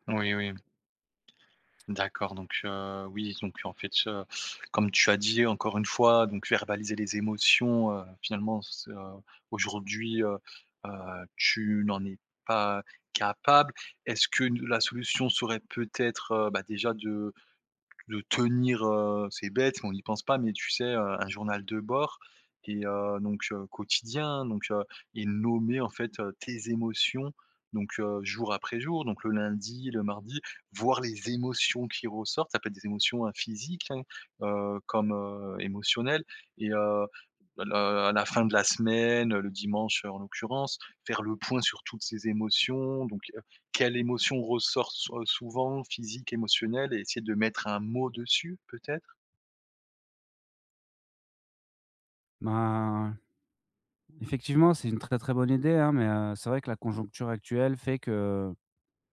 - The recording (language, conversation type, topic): French, advice, Comment puis-je mieux reconnaître et nommer mes émotions au quotidien ?
- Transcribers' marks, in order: tapping